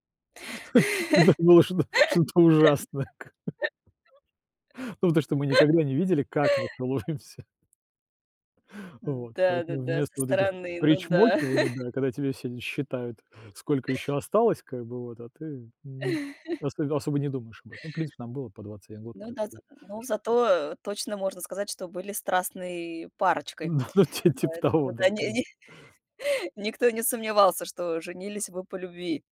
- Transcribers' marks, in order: laugh; laughing while speaking: "Это было что-то что-то ужасное как бы"; laugh; laughing while speaking: "целуемся"; tapping; chuckle; chuckle; laugh; laughing while speaking: "Ну ну ти типа того"
- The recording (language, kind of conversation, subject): Russian, podcast, Как ты запомнил(а) день своей свадьбы?